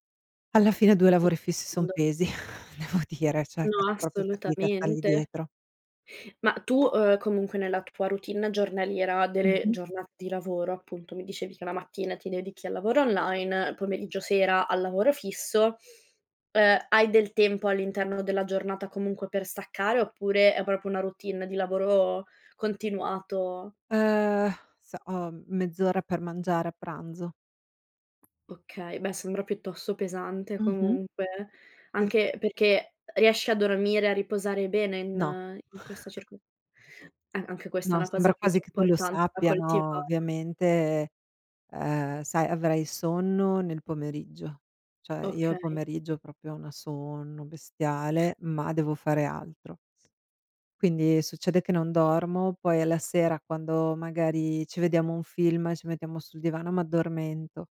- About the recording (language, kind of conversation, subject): Italian, advice, Come posso gestire il senso di colpa per aver trascurato la mia famiglia a causa del lavoro in azienda?
- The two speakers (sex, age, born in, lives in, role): female, 25-29, Italy, Italy, advisor; female, 45-49, Italy, United States, user
- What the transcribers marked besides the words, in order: unintelligible speech; chuckle; laughing while speaking: "devo dire"; unintelligible speech; chuckle